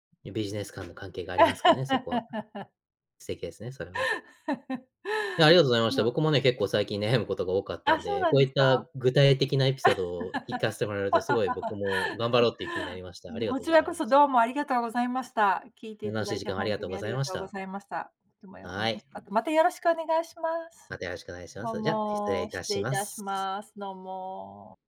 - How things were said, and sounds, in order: tapping; laugh; laugh; laugh; unintelligible speech
- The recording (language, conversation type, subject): Japanese, podcast, 行き詰まったと感じたとき、どのように乗り越えますか？